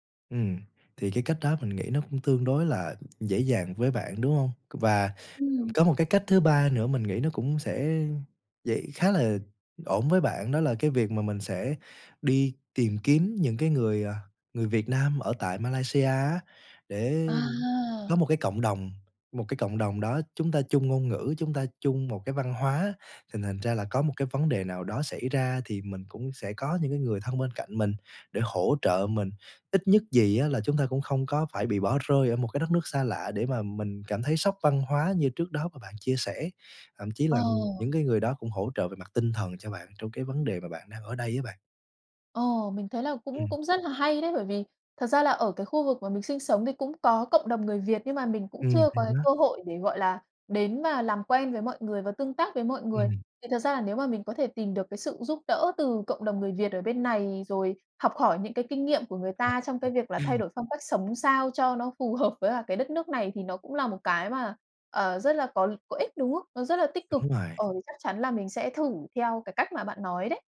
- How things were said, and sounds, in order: tapping; other background noise
- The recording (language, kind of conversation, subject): Vietnamese, advice, Bạn đã trải nghiệm sốc văn hóa, bối rối về phong tục và cách giao tiếp mới như thế nào?